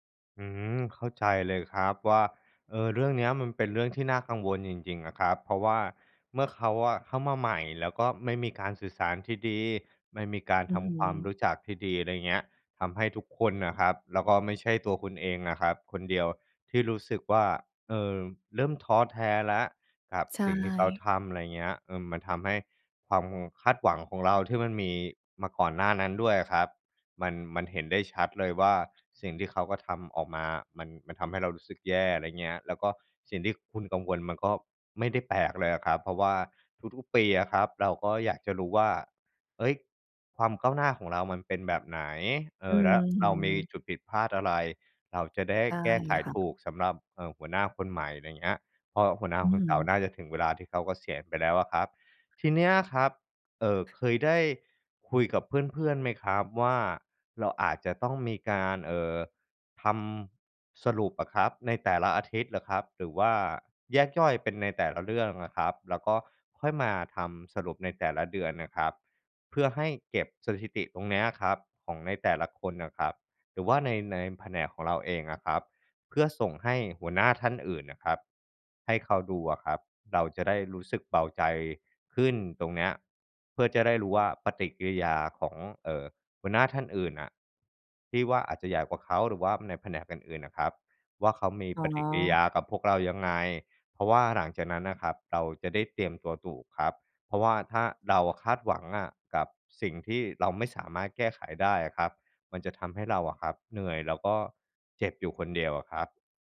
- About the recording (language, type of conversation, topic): Thai, advice, ฉันควรทำอย่างไรเมื่อรู้สึกว่าถูกมองข้ามและไม่ค่อยได้รับการยอมรับในที่ทำงานและในการประชุม?
- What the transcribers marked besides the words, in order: other background noise